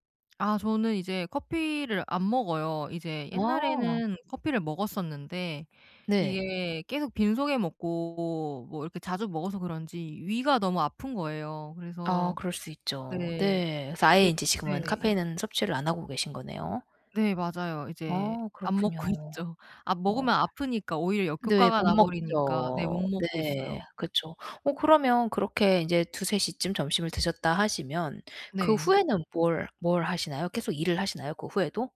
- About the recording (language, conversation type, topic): Korean, advice, 하루 동안 에너지를 일정하게 유지하려면 어떻게 해야 하나요?
- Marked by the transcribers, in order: tapping; other background noise; laughing while speaking: "먹고"